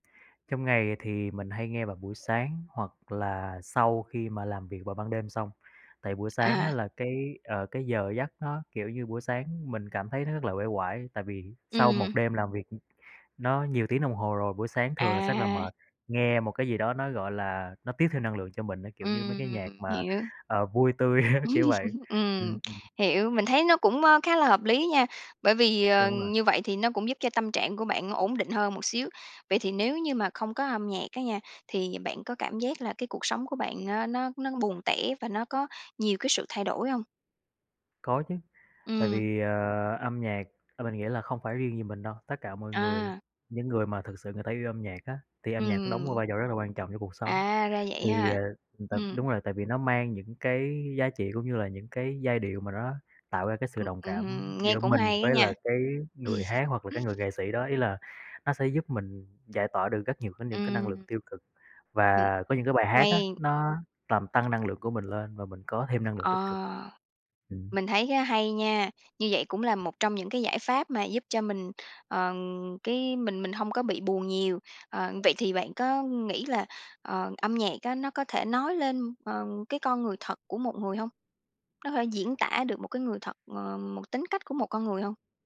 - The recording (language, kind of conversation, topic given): Vietnamese, podcast, Thể loại nhạc nào có thể khiến bạn vui hoặc buồn ngay lập tức?
- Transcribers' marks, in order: tapping; laugh; laughing while speaking: "á"; other background noise; chuckle